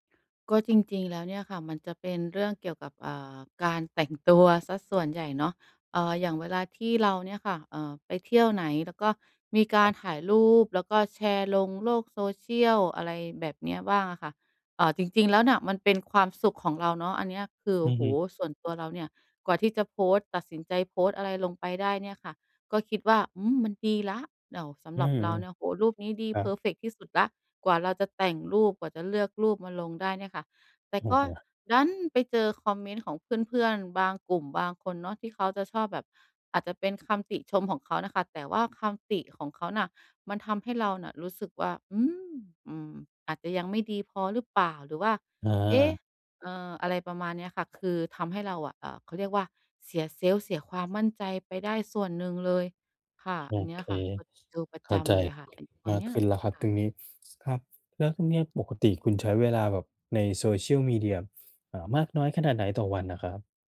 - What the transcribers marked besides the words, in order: stressed: "ดัน"; unintelligible speech
- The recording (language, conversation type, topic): Thai, advice, ฉันจะลดความรู้สึกกลัวว่าจะพลาดสิ่งต่าง ๆ (FOMO) ในชีวิตได้อย่างไร